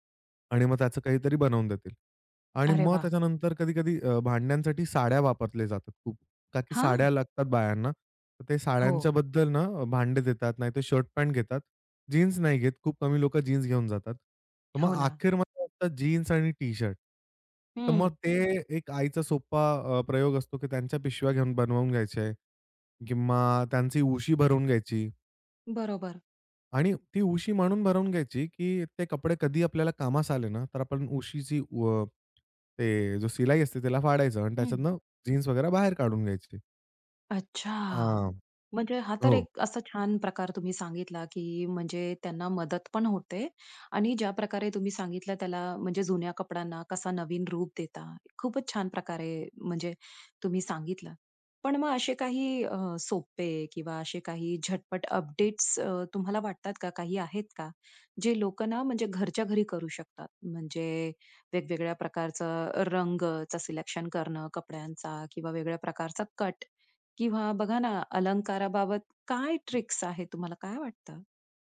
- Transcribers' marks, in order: unintelligible speech; other noise; tapping
- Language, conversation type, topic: Marathi, podcast, जुन्या कपड्यांना नवीन रूप देण्यासाठी तुम्ही काय करता?